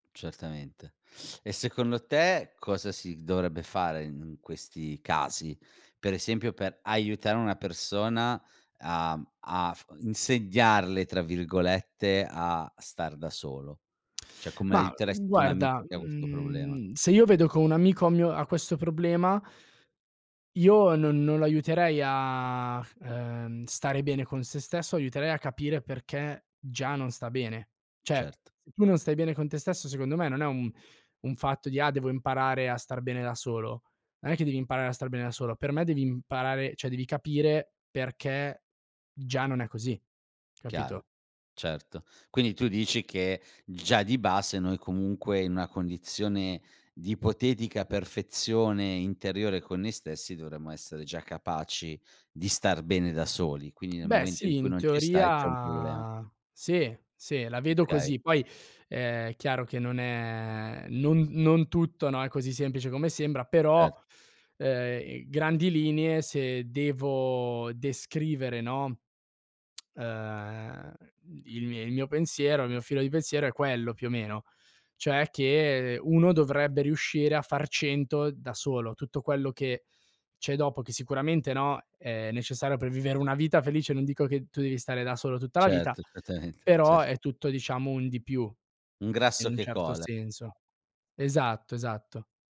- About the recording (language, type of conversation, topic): Italian, podcast, Perché, secondo te, ci si sente soli anche in mezzo alla gente?
- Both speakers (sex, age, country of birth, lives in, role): male, 18-19, Italy, Italy, guest; male, 40-44, Italy, Italy, host
- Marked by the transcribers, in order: "Cioè" said as "ceh"; "Cioè" said as "ceh"; "cioè" said as "ceh"; tapping; other background noise; "linee" said as "linie"; "Cioè" said as "ceh"; laughing while speaking: "certamente"